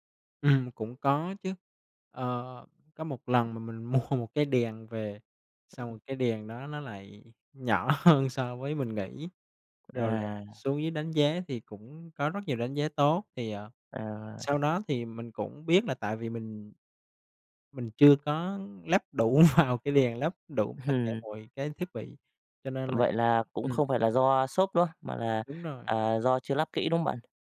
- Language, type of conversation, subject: Vietnamese, podcast, Bạn có thể chia sẻ một trải nghiệm mua sắm trực tuyến đáng nhớ của mình không?
- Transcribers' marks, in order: laughing while speaking: "mua"; laughing while speaking: "hơn"; other background noise; tapping; laughing while speaking: "vào"; laughing while speaking: "Ừm"